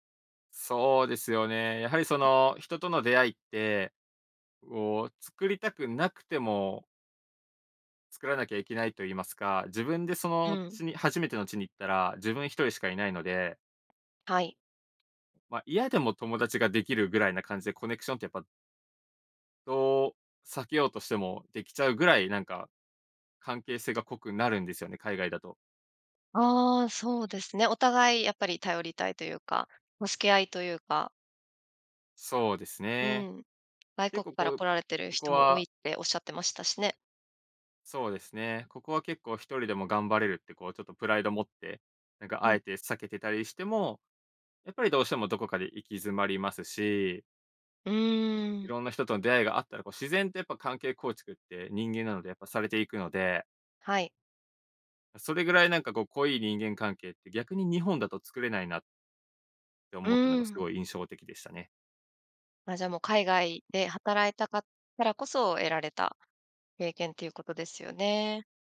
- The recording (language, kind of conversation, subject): Japanese, podcast, 初めて一人でやり遂げたことは何ですか？
- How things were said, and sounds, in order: other background noise; other noise